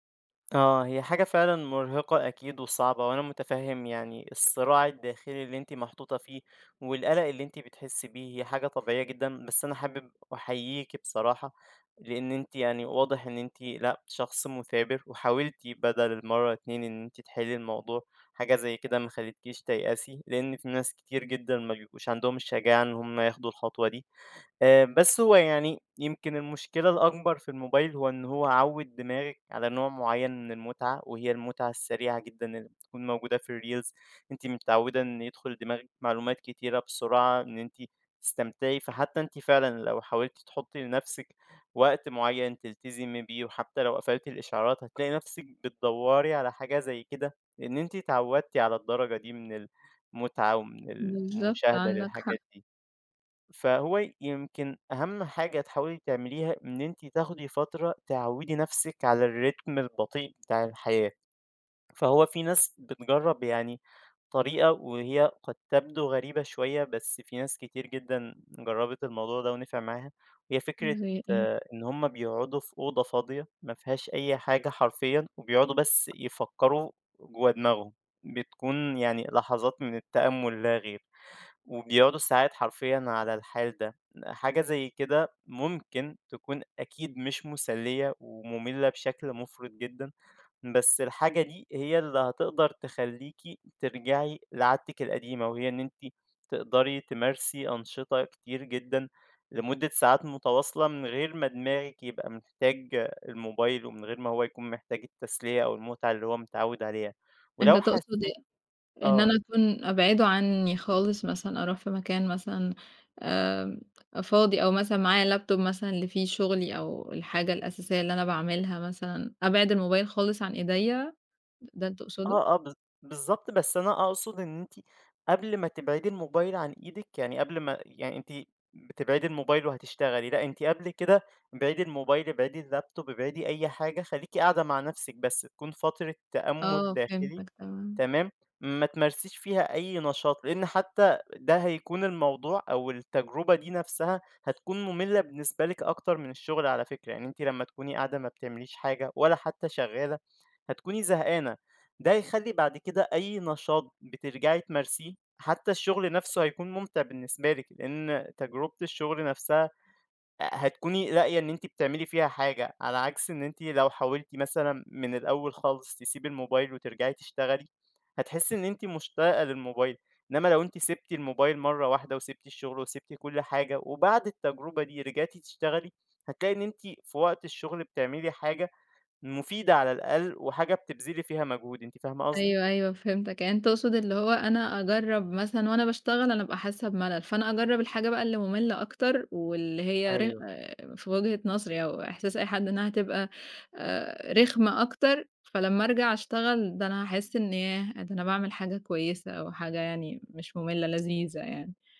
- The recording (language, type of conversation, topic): Arabic, advice, إزاي الموبايل والسوشيال ميديا بيشتتوك وبيأثروا على تركيزك؟
- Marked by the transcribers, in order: other background noise; in English: "الreels"; tapping; in English: "الrhythm"; in English: "الlaptop"; in English: "الlaptop"